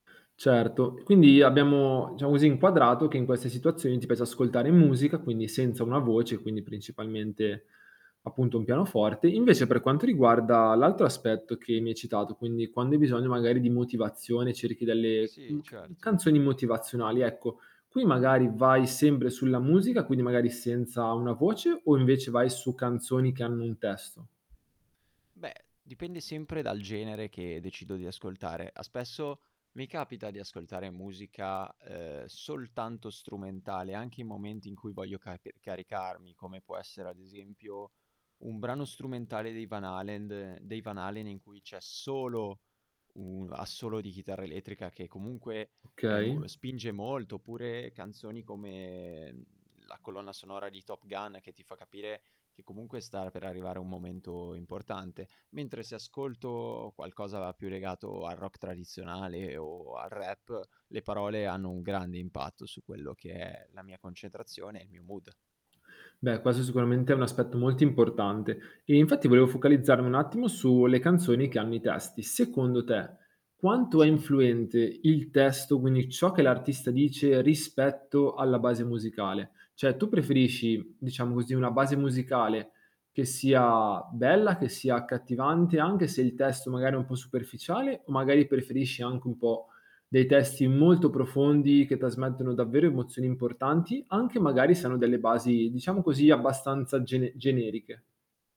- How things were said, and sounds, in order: static; "sempre" said as "sembre"; distorted speech; "Halend" said as "Halen"; stressed: "solo"; other background noise; in English: "mood"; "Cioè" said as "ceh"; stressed: "molto"
- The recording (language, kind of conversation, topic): Italian, podcast, Come cambia il tuo umore con la musica?